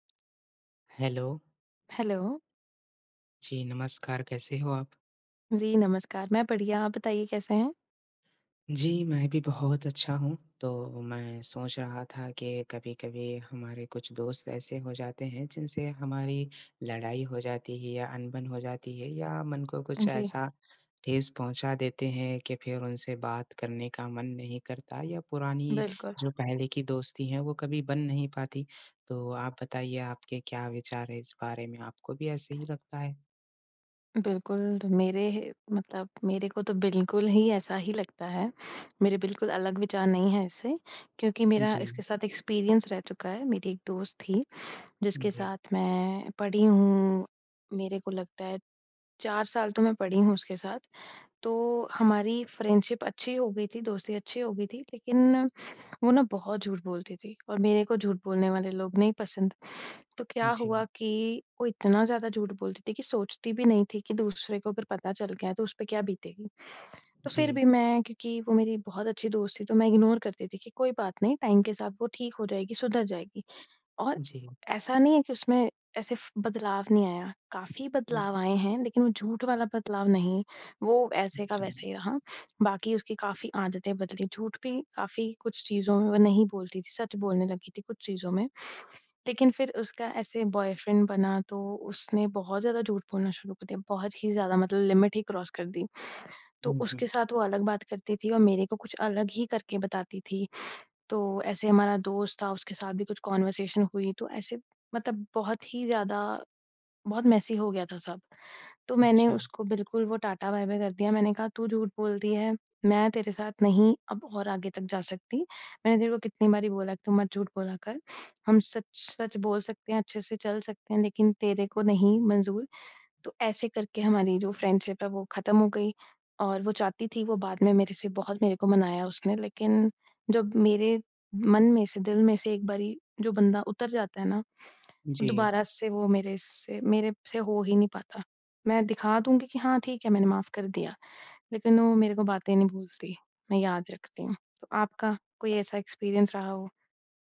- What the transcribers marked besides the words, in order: tapping; in English: "एक्सपीरियंस"; in English: "फ्रेंडशिप"; in English: "इग्नोर"; in English: "टाइम"; other background noise; in English: "बॉयफ्रेंड"; in English: "लिमिट"; in English: "क्रॉस"; in English: "कॉन्वर्सेशन"; in English: "मेसी"; in English: "टाटा बाय बाय"; in English: "फ्रेंडशिप"; in English: "एक्सपीरियंस"
- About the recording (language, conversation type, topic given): Hindi, unstructured, क्या झगड़े के बाद दोस्ती फिर से हो सकती है?